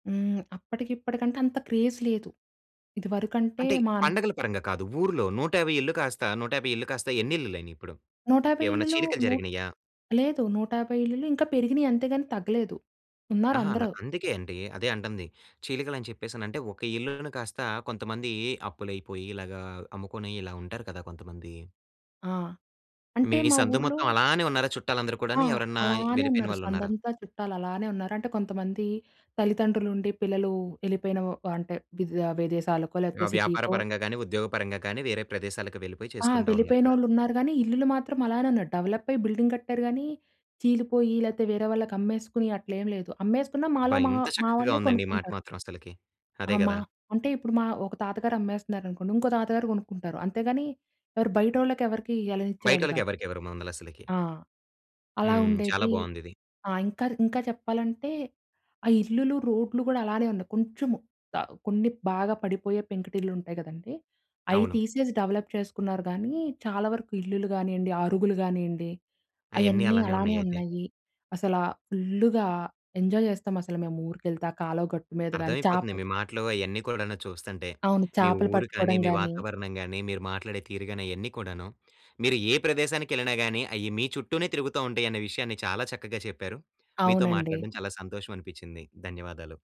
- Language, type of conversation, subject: Telugu, podcast, మీ ప్రాంతపు మాట్లాడే విధానం మీ సంస్కృతి గురించి ఏమి తెలియజేస్తుంది?
- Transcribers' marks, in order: in English: "క్రేజ్"; in English: "బిల్డింగ్"; in English: "డవలప్"; in English: "ఎంజాయ్"